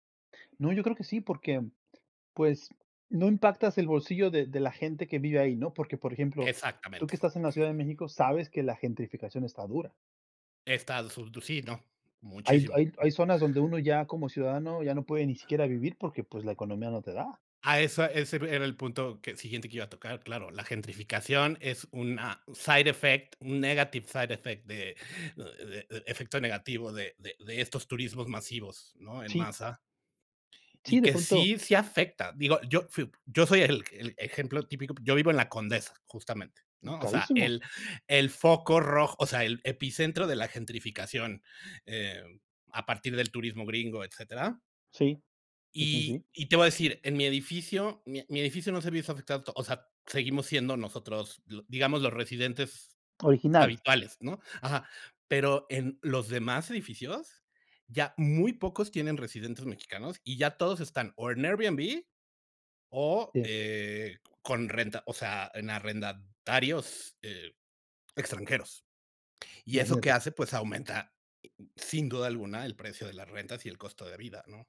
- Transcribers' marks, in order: unintelligible speech; other noise; in English: "side effect"; in English: "negative side effect"
- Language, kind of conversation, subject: Spanish, unstructured, ¿Piensas que el turismo masivo destruye la esencia de los lugares?